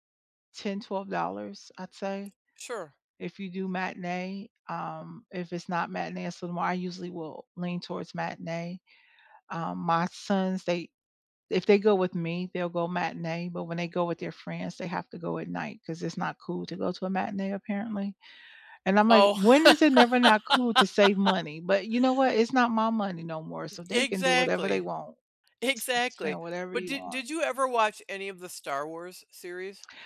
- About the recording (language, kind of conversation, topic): English, unstructured, Which recent movie genuinely surprised you, and what about it caught you off guard?
- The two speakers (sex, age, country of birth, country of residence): female, 55-59, United States, United States; female, 65-69, United States, United States
- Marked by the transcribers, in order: laugh